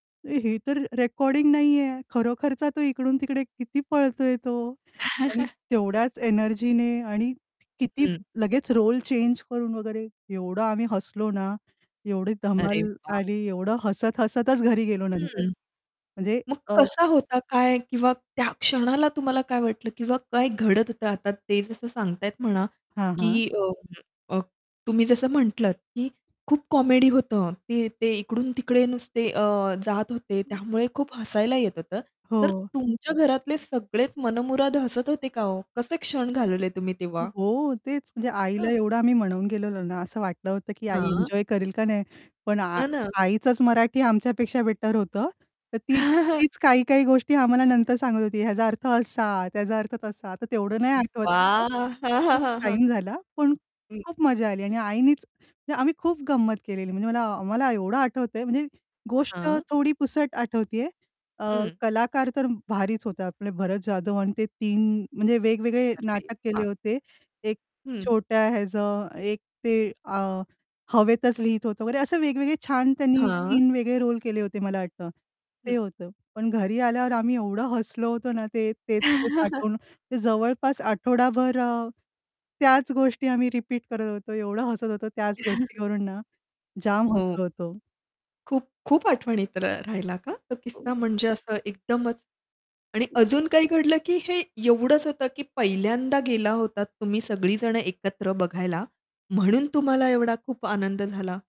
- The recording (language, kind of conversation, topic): Marathi, podcast, तुम्ही तुमच्या कौटुंबिक आठवणीतला एखादा किस्सा सांगाल का?
- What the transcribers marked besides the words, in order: static; chuckle; distorted speech; in English: "रोल"; in English: "कॉमेडी"; other background noise; unintelligible speech; chuckle; chuckle; "ह्याचं" said as "ह्याझं"; in English: "रोल"; chuckle; chuckle; unintelligible speech